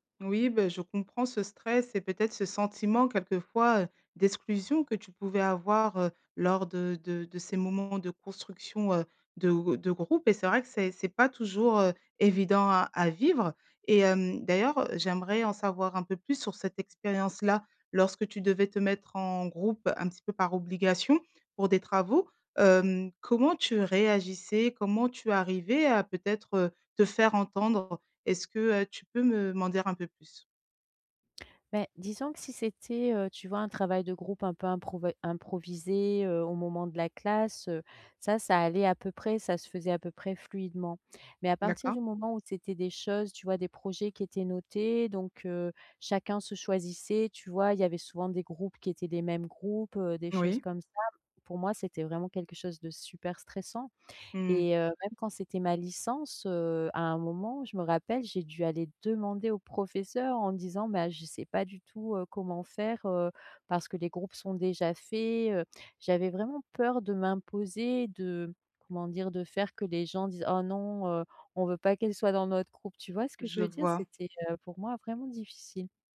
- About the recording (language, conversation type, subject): French, advice, Comment puis-je mieux m’intégrer à un groupe d’amis ?
- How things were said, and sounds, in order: none